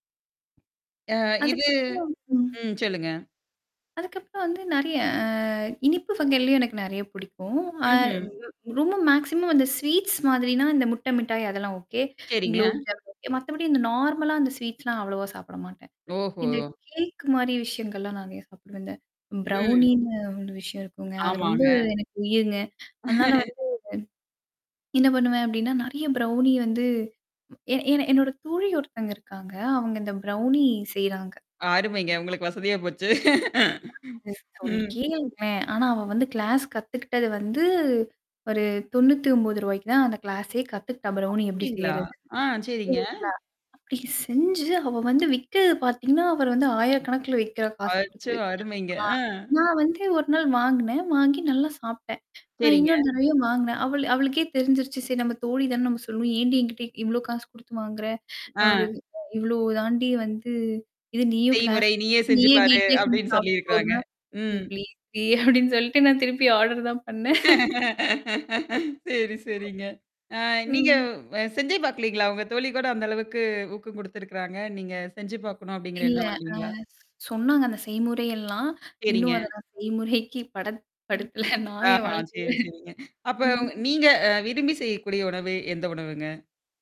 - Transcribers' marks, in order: tapping; distorted speech; static; drawn out: "அ"; mechanical hum; in English: "மேக்ஸிமம்"; in English: "ஸ்வீட்ஸ்"; other background noise; in English: "நார்மலா"; in English: "ஸ்வீட்ஸ்லாம்"; other noise; in English: "பிரவுனினு"; laugh; in English: "ப்ரௌணி"; laugh; in English: "கிளாஸ்"; in English: "பிரவுணி"; surprised: "அப்டீங்களா? ஆ, சரிங்க"; in English: "கிளாஸ்க்கு"; in English: "ப்ளீஸ்"; laughing while speaking: "அப்டீன்னு சொல்ட்டு நான் திருப்பி ஆர்டர் தான் பண்ணேன்"; in English: "ஆர்டர்"; laugh; "பாக்கலைங்களா" said as "பாக்கலீங்களா"; "வரலைங்களா" said as "வல்லீங்களா"; laughing while speaking: "செய்முறைக்கு படத் படுத்தல. நான் என் வாழ்க்கையில"
- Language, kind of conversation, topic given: Tamil, podcast, உங்களுக்கு ஆறுதல் தரும் உணவு எது, அது ஏன் உங்களுக்கு ஆறுதலாக இருக்கிறது?